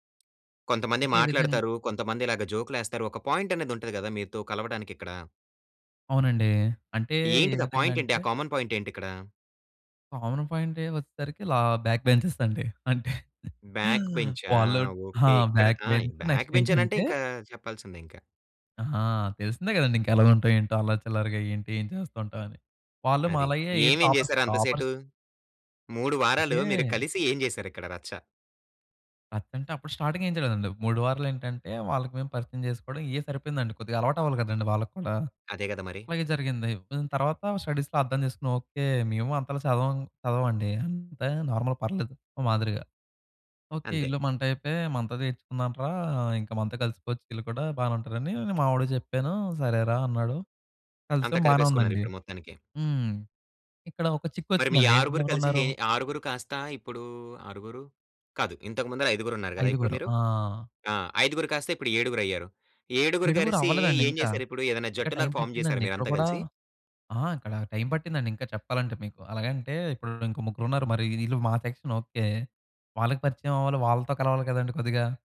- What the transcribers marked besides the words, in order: in English: "పాయింట్"; in English: "పాయింట్"; in English: "కామన్ పాయింట్"; in English: "కామన్"; in English: "బ్యాక్ బెంచెర్స్"; laugh; in English: "బ్యాక్ బెంచ్ నెక్స్ట్"; in English: "బ్యాక్ బెంచ్"; in English: "టాపర్స్, టాపర్స్"; in English: "స్టార్టింగ్"; in English: "స్టడీస్‌లో"; in English: "నార్మల్"; "కలిసి" said as "కరిసి"; in English: "ఫార్మ్"
- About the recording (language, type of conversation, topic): Telugu, podcast, ఒక కొత్త సభ్యుడిని జట్టులో ఎలా కలుపుకుంటారు?